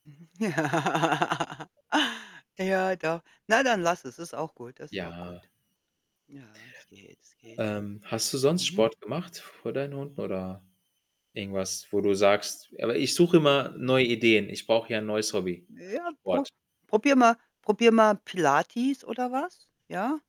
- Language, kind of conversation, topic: German, unstructured, Wie wirkt sich Sport auf die mentale Gesundheit aus?
- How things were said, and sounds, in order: distorted speech; laugh; static